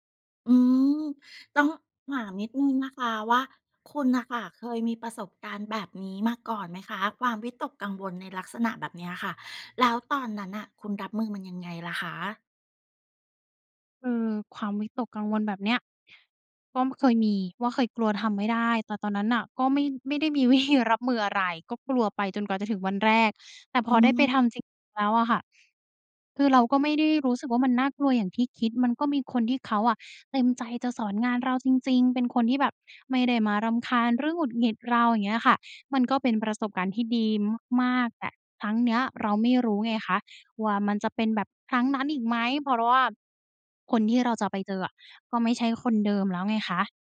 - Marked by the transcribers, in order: none
- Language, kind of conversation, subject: Thai, advice, คุณกังวลว่าจะเริ่มงานใหม่แล้วทำงานได้ไม่ดีหรือเปล่า?